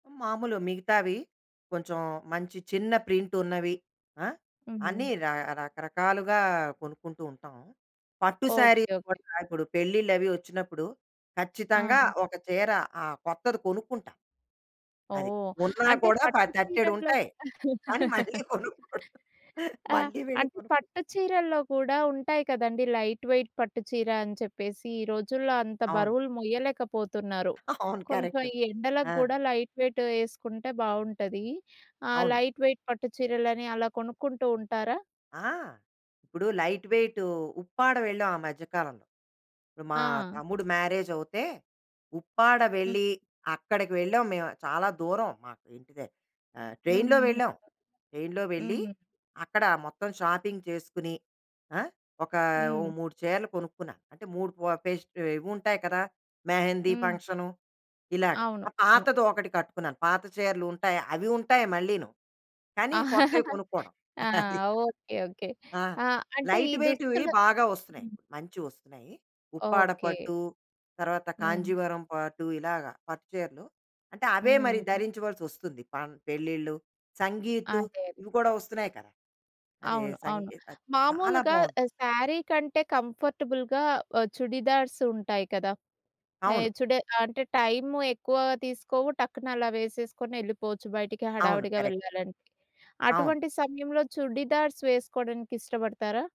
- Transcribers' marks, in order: in English: "శారీస్"; other background noise; laughing while speaking: "కానీ మళ్ళీ కొనుక్కోడం. మళ్ళీ వెళ్ళి కొనుక్కుంటాం"; laugh; in English: "లైట్ వెయిట్"; in English: "లైట్"; in English: "లైట్ వెయిట్"; in English: "లైట్"; in English: "షాపింగ్"; laugh; laughing while speaking: "అది"; in English: "లైట్ వెయిట్‌వి"; in English: "శారీ"; in English: "కంఫర్టబుల్‌గా"; in English: "కరెక్ట్"; tapping; in English: "చుడిదార్స్"
- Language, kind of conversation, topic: Telugu, podcast, మీ దుస్తులు మీ వ్యక్తిత్వాన్ని ఎలా ప్రతిబింబిస్తాయి?